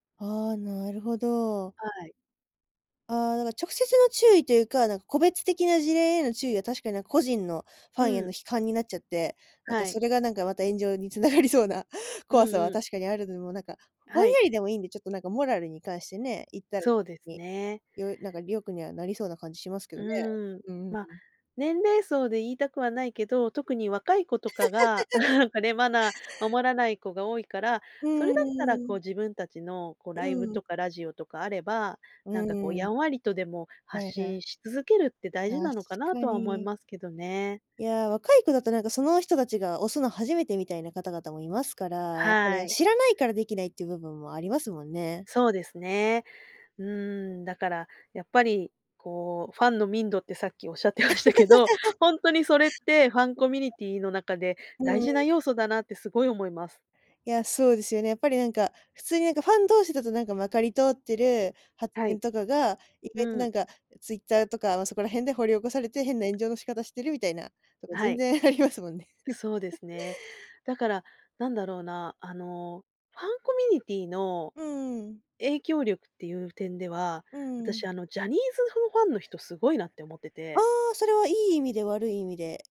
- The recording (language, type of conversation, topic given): Japanese, podcast, ファンコミュニティの力、どう捉えていますか？
- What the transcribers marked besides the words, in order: laugh; tapping; laughing while speaking: "おっしゃってましたけど"; laugh; "コミュニティ" said as "コミニティ"; other noise; chuckle; other background noise; "コミュニティ" said as "コミニティ"